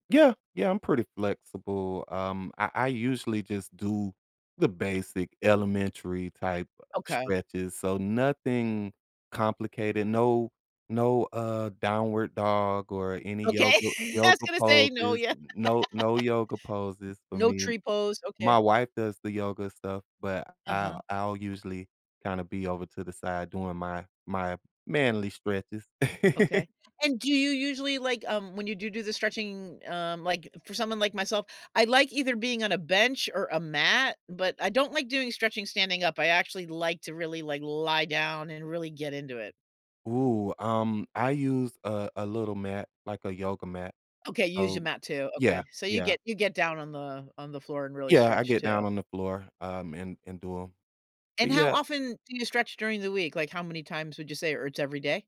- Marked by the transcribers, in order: laugh; laughing while speaking: "yeah"; laugh; tapping; laugh; other background noise
- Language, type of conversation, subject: English, unstructured, What small habits help me feel grounded during hectic times?